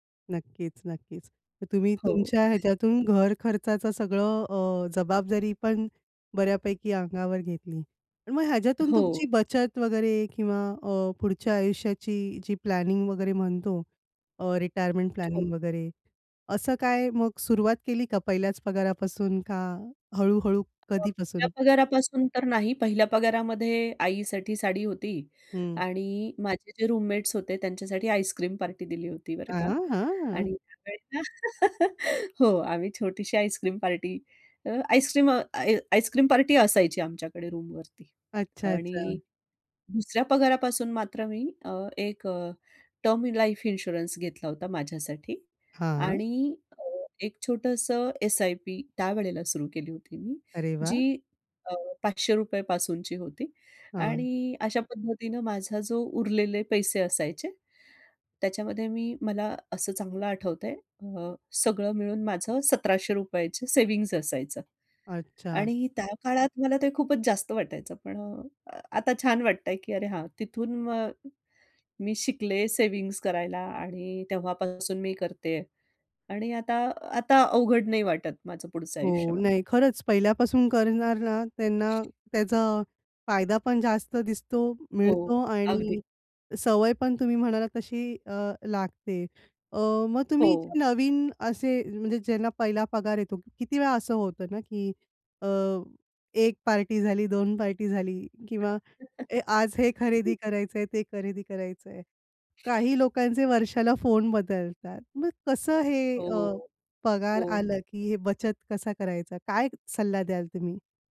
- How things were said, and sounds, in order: tapping; chuckle; other background noise; in English: "प्लॅनिंग"; in English: "प्लॅनिंग"; unintelligible speech; in English: "रूममेट्स"; unintelligible speech; laugh; in English: "टर्म इन लाईफ इन्शुरन्स"; laugh
- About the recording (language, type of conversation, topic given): Marathi, podcast, पहिला पगार हातात आला तेव्हा तुम्हाला कसं वाटलं?